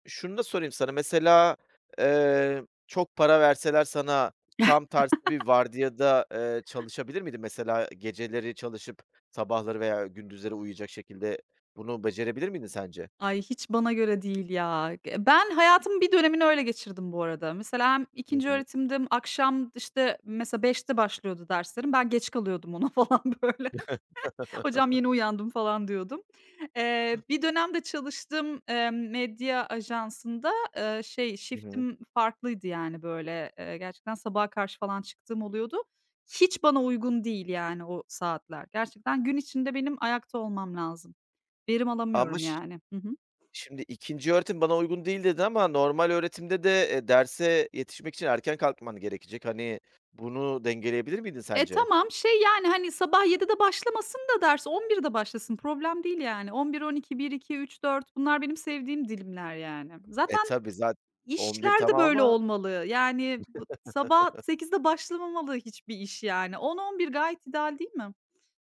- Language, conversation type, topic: Turkish, podcast, Uykusuzlukla başa çıkmak için hangi yöntemleri kullanıyorsun?
- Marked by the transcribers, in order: chuckle; background speech; tapping; chuckle; laughing while speaking: "ona falan, böyle"; other background noise; in English: "shift'im"; chuckle